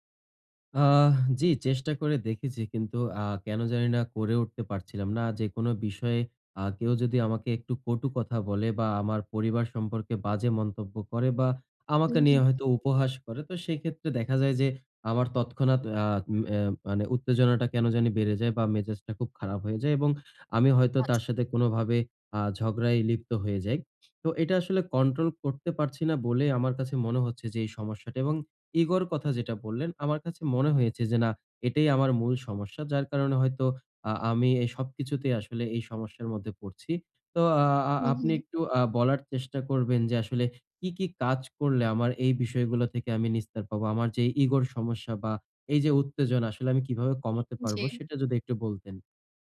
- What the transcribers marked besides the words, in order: none
- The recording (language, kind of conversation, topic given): Bengali, advice, পার্টি বা উৎসবে বন্ধুদের সঙ্গে ঝগড়া হলে আমি কীভাবে শান্তভাবে তা মিটিয়ে নিতে পারি?